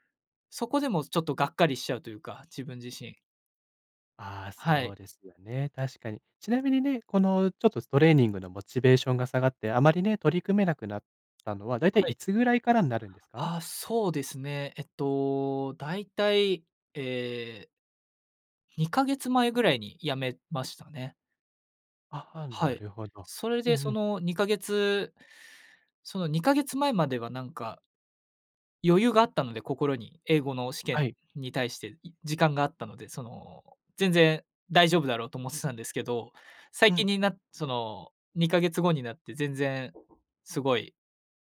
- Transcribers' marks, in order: none
- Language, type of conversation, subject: Japanese, advice, トレーニングへのモチベーションが下がっているのですが、どうすれば取り戻せますか?
- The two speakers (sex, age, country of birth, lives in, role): male, 20-24, Japan, Japan, user; male, 25-29, Japan, Portugal, advisor